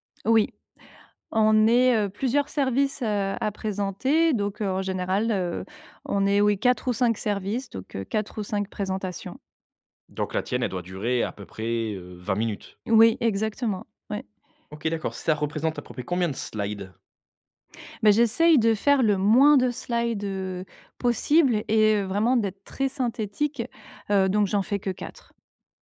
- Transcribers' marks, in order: put-on voice: "slides ?"; put-on voice: "slide"; tapping; stressed: "très"
- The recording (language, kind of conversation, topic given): French, advice, Comment puis-je éviter que des réunions longues et inefficaces ne me prennent tout mon temps ?